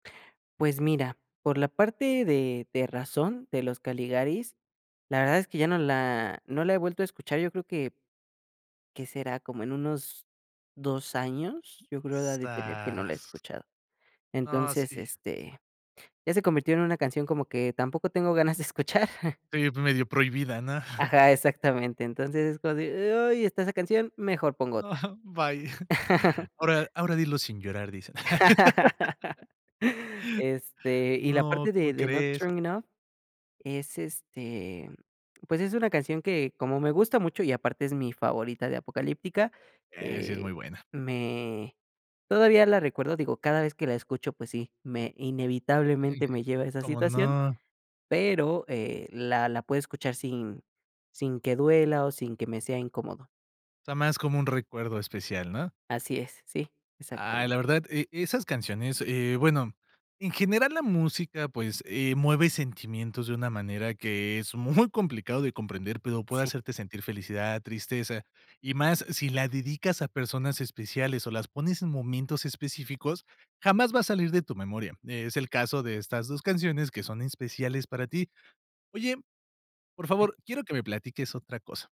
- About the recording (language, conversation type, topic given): Spanish, podcast, ¿Qué canción te transporta a tu primer amor?
- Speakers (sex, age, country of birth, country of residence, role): male, 20-24, Mexico, Mexico, guest; male, 30-34, Mexico, Mexico, host
- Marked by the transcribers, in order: drawn out: "Zaz"; chuckle; giggle; giggle; laugh